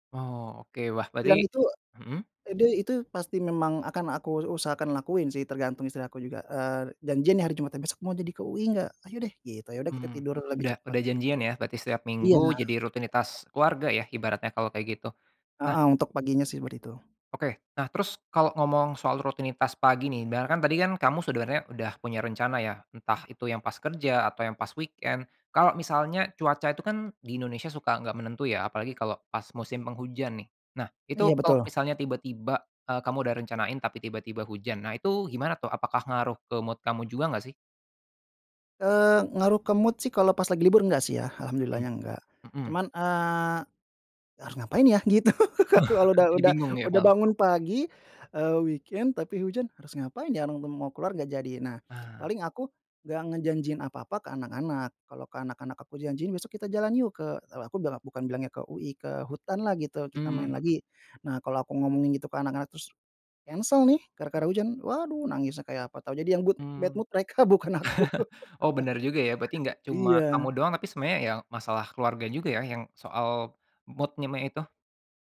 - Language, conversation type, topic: Indonesian, podcast, Apa rutinitas pagi sederhana yang selalu membuat suasana hatimu jadi bagus?
- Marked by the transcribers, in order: other background noise; unintelligible speech; "seperti" said as "sihber"; in English: "weekend"; in English: "mood"; in English: "mood"; laughing while speaking: "Gitu kalau lo"; chuckle; in English: "weekend"; tapping; chuckle; in English: "good bad mood"; laughing while speaking: "mereka, bukan aku"; chuckle; in English: "mood-nye"; "mood-nya" said as "mood-nye"